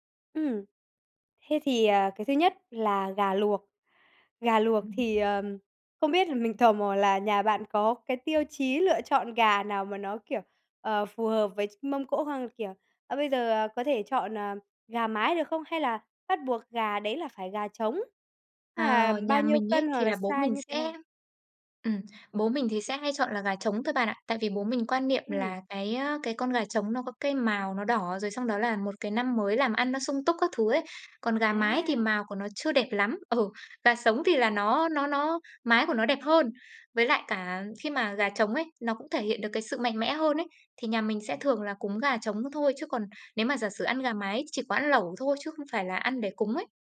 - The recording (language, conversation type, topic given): Vietnamese, podcast, Món nào thường có mặt trong mâm cỗ Tết của gia đình bạn và được xem là không thể thiếu?
- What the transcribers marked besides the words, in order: other background noise; tapping